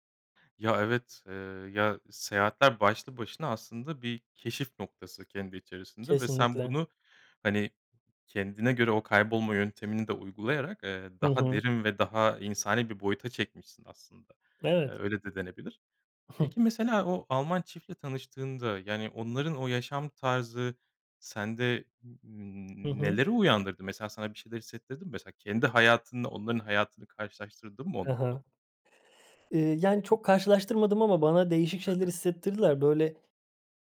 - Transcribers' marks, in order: chuckle; chuckle
- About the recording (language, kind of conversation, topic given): Turkish, podcast, En iyi seyahat tavsiyen nedir?